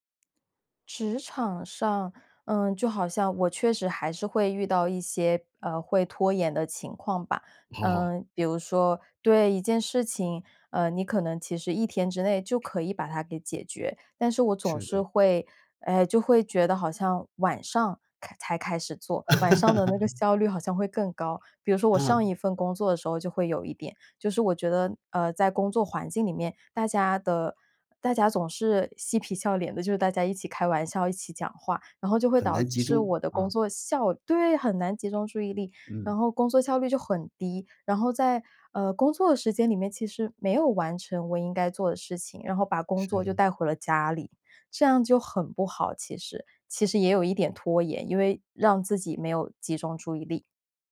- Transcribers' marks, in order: laugh
- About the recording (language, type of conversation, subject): Chinese, podcast, 你在拖延时通常会怎么处理？